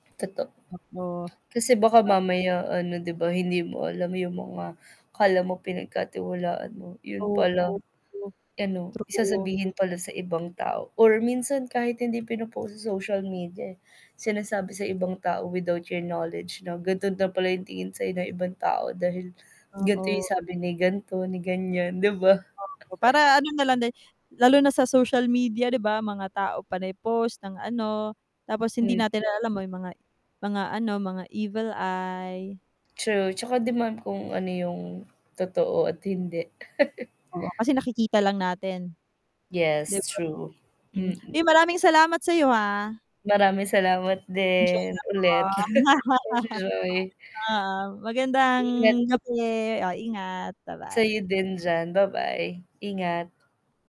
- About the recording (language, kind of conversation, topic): Filipino, unstructured, Ano ang palagay mo tungkol sa pagpapatawad kahit mahirap itong gawin?
- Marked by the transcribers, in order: static; distorted speech; tapping; tongue click; chuckle; chuckle; lip smack; chuckle